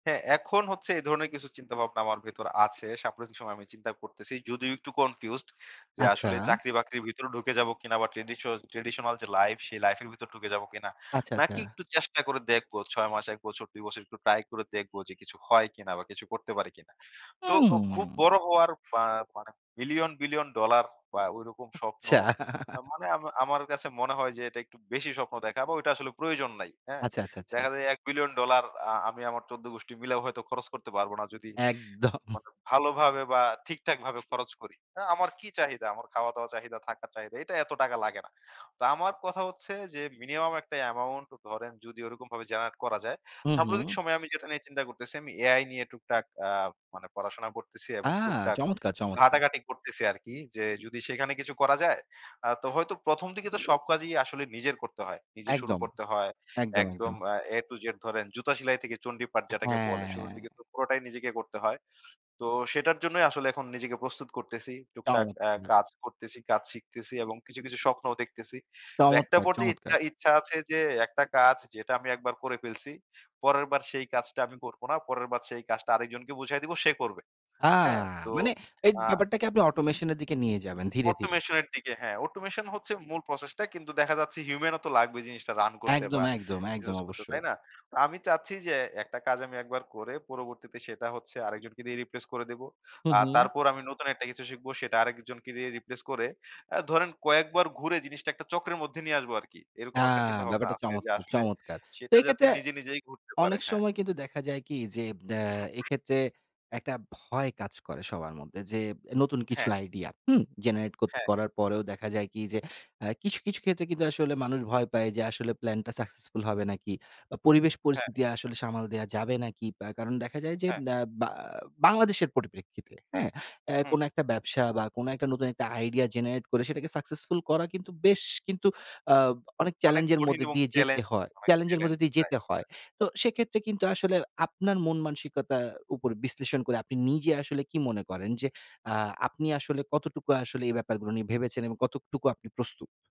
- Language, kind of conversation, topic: Bengali, podcast, চাকরি আর স্বপ্নের মধ্যে তুমি কীভাবে ভারসাম্য বজায় রাখো?
- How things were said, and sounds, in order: in English: "confused"; in English: "traditional"; other background noise; laughing while speaking: "আচ্চা"; "আচ্ছা" said as "আচ্চা"; in English: "amount"; in English: "generate"; "দিকে" said as "দিগে"; "চমৎকার" said as "টাউৎকার"; "এই" said as "এইড"; in English: "automation"; in English: "automation"; "দিকে" said as "দিগে"; in English: "automation"; in English: "process"; in English: "human"; in English: "replace"; in English: "replace"; in English: "generate"; in English: "successful"; in English: "generate"; in English: "successful"; "মধ্যে" said as "মদ্দে"; "কতটুকু" said as "কতকটুকু"